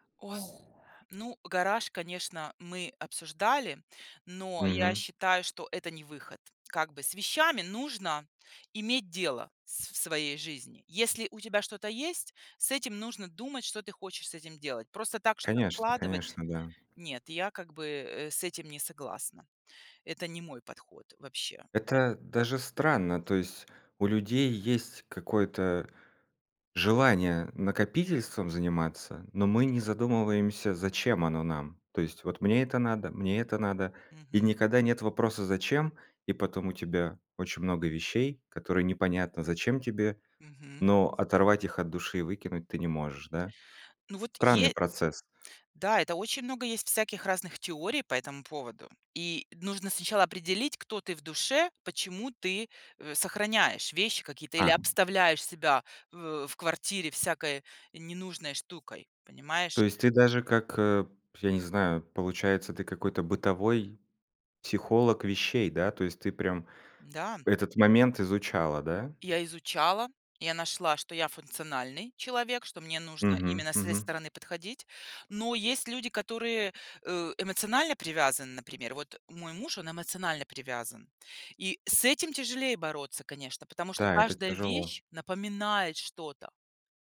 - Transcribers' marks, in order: exhale; other noise; tapping; other background noise; alarm
- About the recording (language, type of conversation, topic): Russian, podcast, Как вы организуете пространство в маленькой квартире?